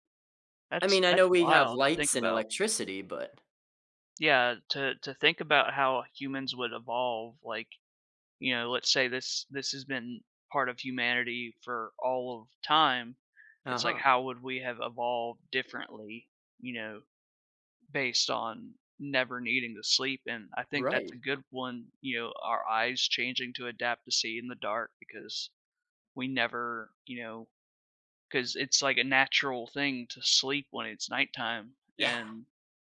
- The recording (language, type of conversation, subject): English, unstructured, How would you prioritize your day without needing to sleep?
- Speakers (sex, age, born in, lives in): male, 30-34, United States, United States; male, 35-39, United States, United States
- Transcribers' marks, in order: none